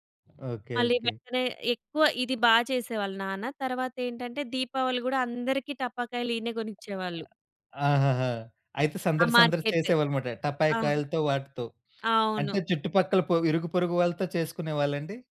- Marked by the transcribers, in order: none
- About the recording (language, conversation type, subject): Telugu, podcast, పండగలకు సిద్ధమయ్యే సమయంలో ఇంటి పనులు ఎలా మారుతాయి?